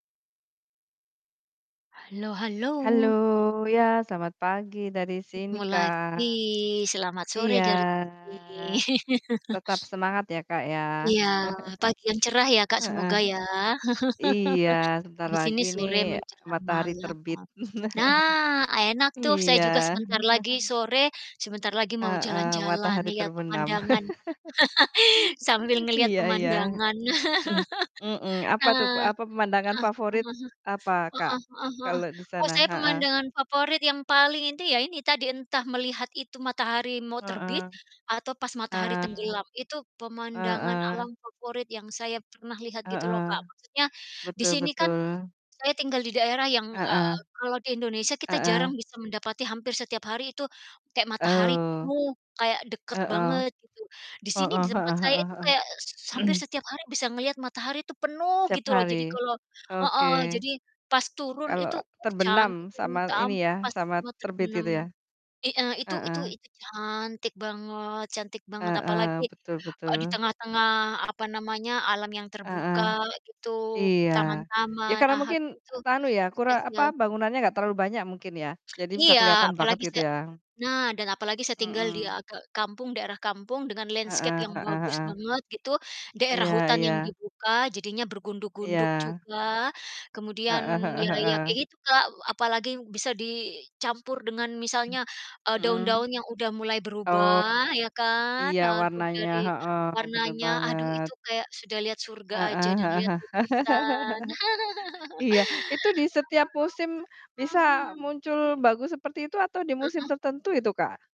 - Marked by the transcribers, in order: other background noise; static; drawn out: "Iya"; distorted speech; laugh; chuckle; chuckle; chuckle; throat clearing; throat clearing; "anu" said as "tanu"; background speech; in English: "landscape"; throat clearing; tapping; chuckle; other animal sound; chuckle; unintelligible speech
- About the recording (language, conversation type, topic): Indonesian, unstructured, Apa pemandangan alam favorit yang pernah kamu lihat?